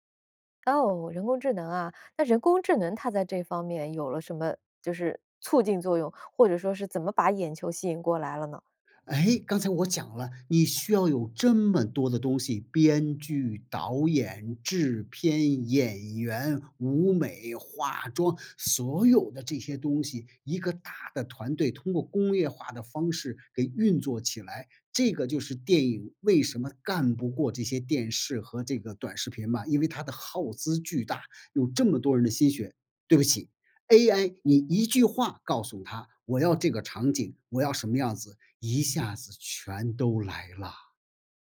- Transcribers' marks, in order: other background noise
- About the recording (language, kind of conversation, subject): Chinese, podcast, 你觉得追剧和看电影哪个更上瘾？